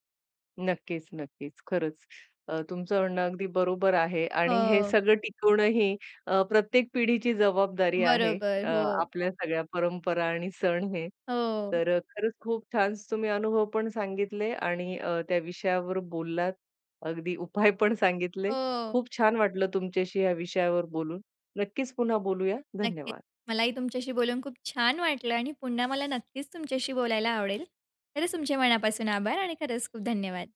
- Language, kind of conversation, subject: Marathi, podcast, विविध सण साजरे करताना तुम्हाला काय वेगळेपण जाणवतं?
- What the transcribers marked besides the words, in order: other background noise; tapping; chuckle